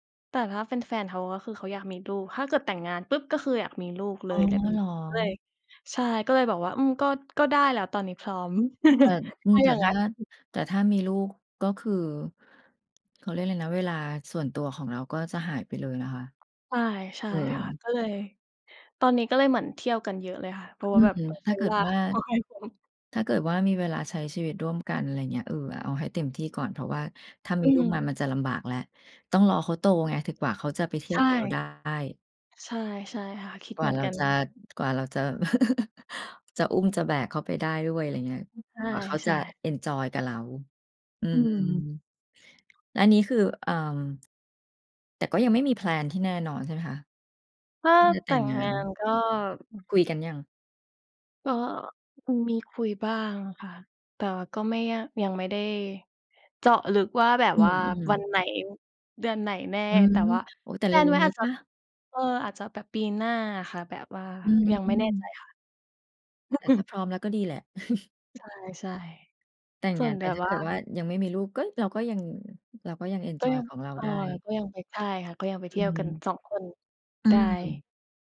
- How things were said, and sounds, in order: laugh; other noise; other background noise; chuckle; in English: "แพลน"; laugh; chuckle
- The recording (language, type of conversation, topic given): Thai, unstructured, คุณอยากเห็นตัวเองในอีก 5 ปีข้างหน้าเป็นอย่างไร?